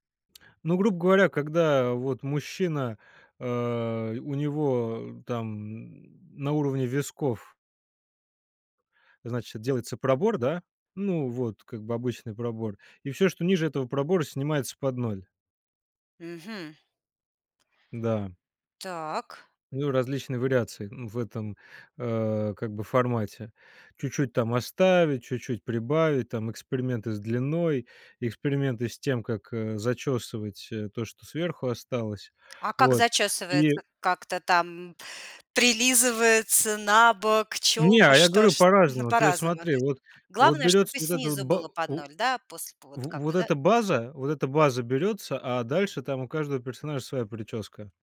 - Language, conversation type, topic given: Russian, podcast, Какой фильм или сериал изменил твоё чувство стиля?
- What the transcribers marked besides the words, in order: none